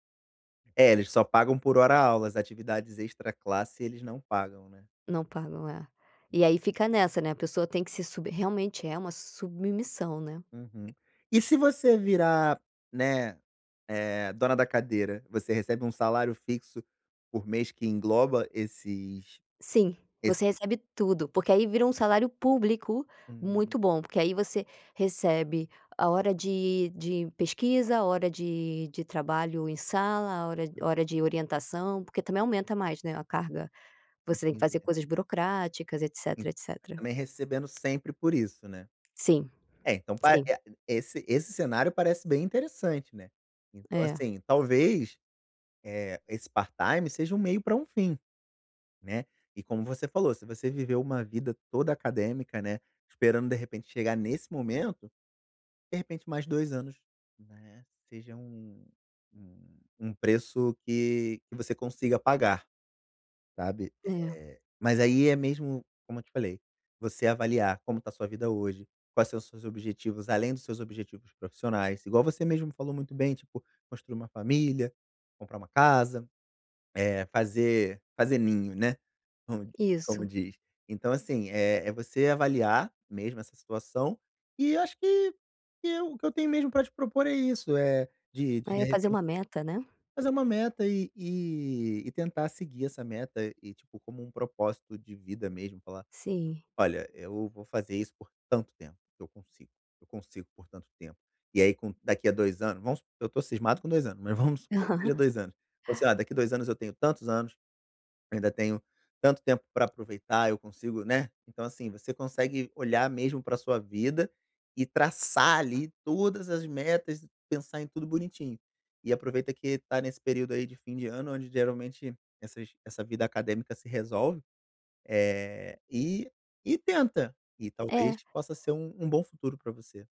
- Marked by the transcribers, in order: tapping; in English: "part-time"; laugh
- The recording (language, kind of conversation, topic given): Portuguese, advice, Como posso ajustar meus objetivos pessoais sem me sobrecarregar?